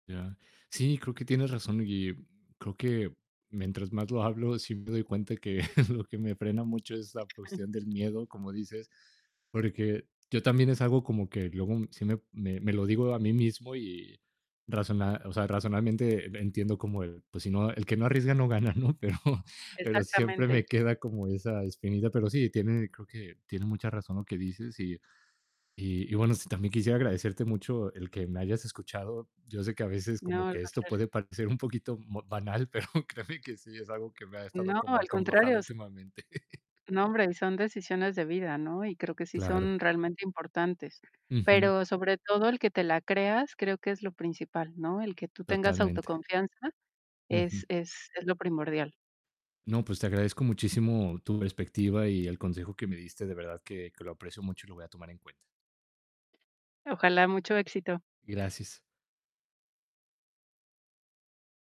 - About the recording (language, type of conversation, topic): Spanish, advice, ¿Cómo postergas decisiones importantes por miedo al fracaso?
- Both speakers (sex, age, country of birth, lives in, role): female, 40-44, Mexico, Mexico, advisor; male, 30-34, Mexico, Mexico, user
- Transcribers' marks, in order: static; laughing while speaking: "que lo que"; other noise; tapping; laughing while speaking: "¿no? Pero"; laughing while speaking: "pero créeme que"; laughing while speaking: "últimamente"